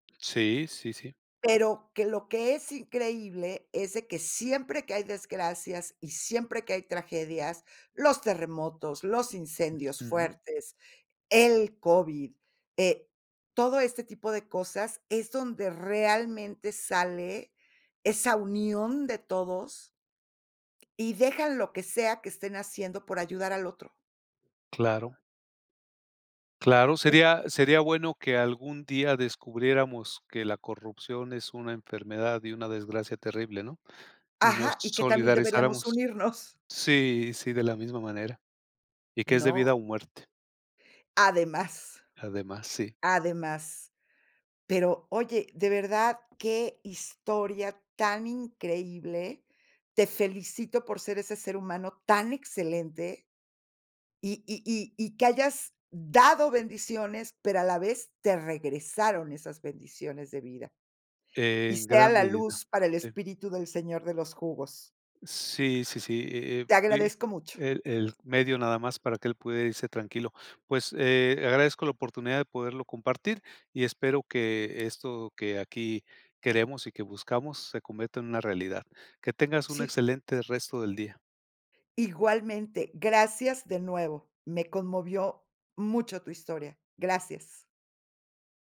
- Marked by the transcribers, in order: tapping; laughing while speaking: "unirnos"; other background noise
- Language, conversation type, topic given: Spanish, podcast, ¿Cómo fue que un favor pequeño tuvo consecuencias enormes para ti?